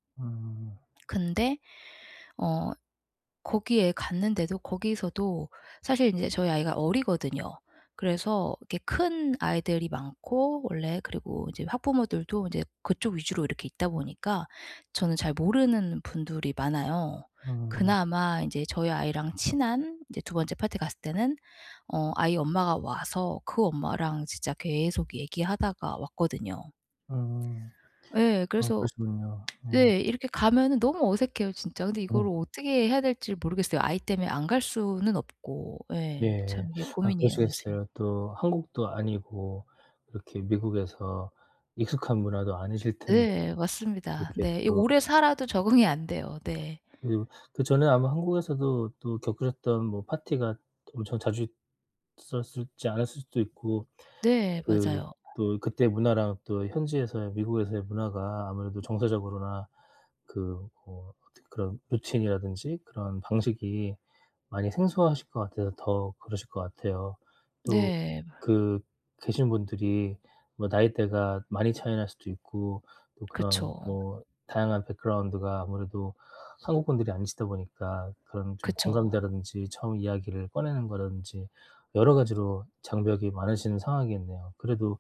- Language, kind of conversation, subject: Korean, advice, 파티에서 혼자라고 느껴 어색할 때는 어떻게 하면 좋을까요?
- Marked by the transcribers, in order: tapping; other background noise